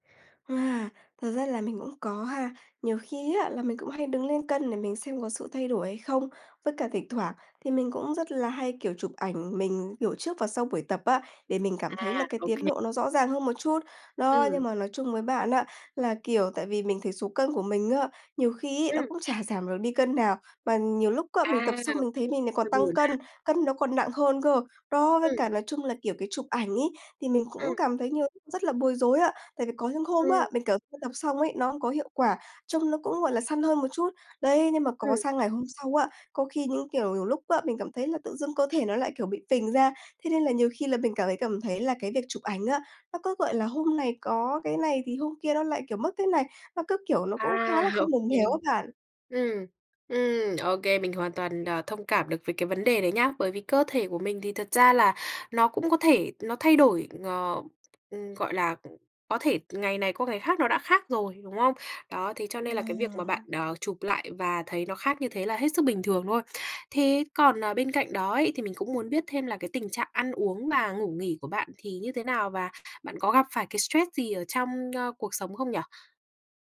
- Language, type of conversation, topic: Vietnamese, advice, Tập nhiều nhưng không thấy tiến triển
- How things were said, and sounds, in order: laughing while speaking: "đều"; in English: "stress"